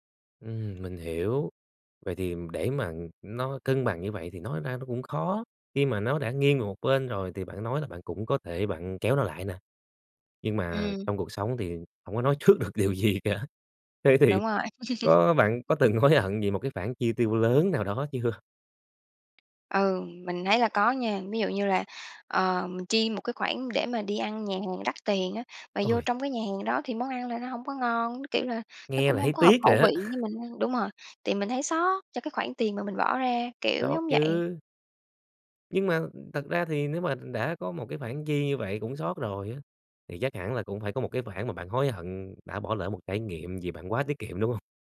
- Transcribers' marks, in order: tapping; laughing while speaking: "trước được điều gì cả"; laughing while speaking: "hối hận"; chuckle; chuckle; other background noise
- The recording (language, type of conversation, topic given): Vietnamese, podcast, Bạn cân bằng giữa tiết kiệm và tận hưởng cuộc sống thế nào?